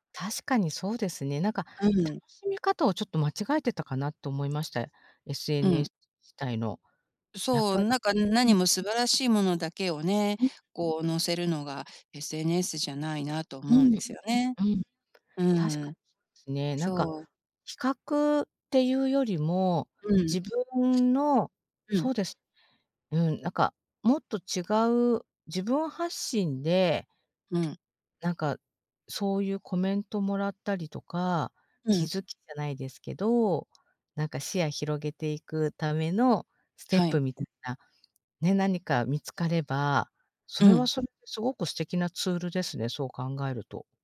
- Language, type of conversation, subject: Japanese, advice, 他人と比べるのをやめて視野を広げるには、どうすればよいですか？
- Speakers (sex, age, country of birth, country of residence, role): female, 50-54, Japan, Japan, user; female, 55-59, Japan, United States, advisor
- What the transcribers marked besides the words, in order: other background noise; tapping